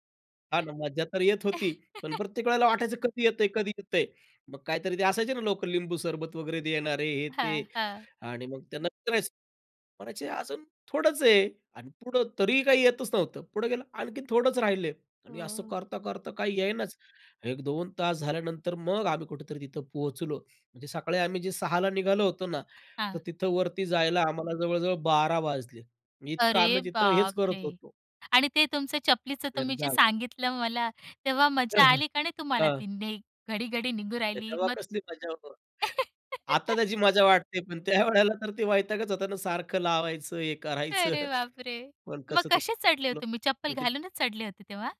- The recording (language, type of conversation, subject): Marathi, podcast, डोंगर चढताना घडलेली सर्वात मजेशीर घटना कोणती होती?
- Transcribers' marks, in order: chuckle; other background noise; surprised: "अरे बापरे!"; tapping; other noise; laugh; laughing while speaking: "पण त्यावेळेला तर ते वैतागचं होता ना सारखं लावायचं, हे करायचं"; laughing while speaking: "अरे बापरे!"; chuckle